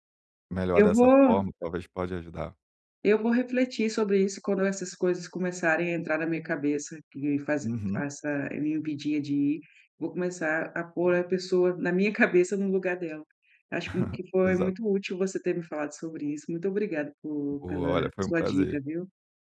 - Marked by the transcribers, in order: tapping; laugh
- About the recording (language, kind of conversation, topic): Portuguese, advice, Como posso me sentir mais à vontade em celebrações sociais?